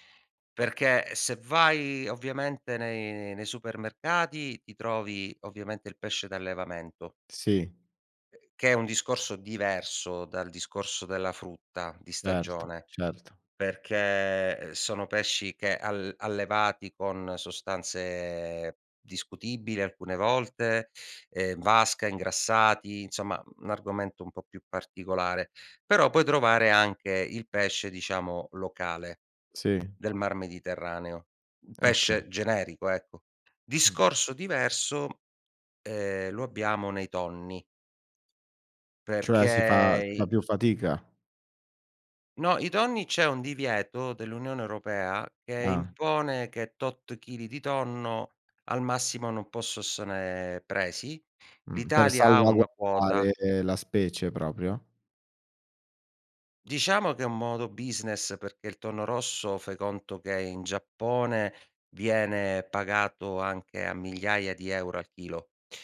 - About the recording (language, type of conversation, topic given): Italian, podcast, In che modo i cicli stagionali influenzano ciò che mangiamo?
- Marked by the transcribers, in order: in English: "business"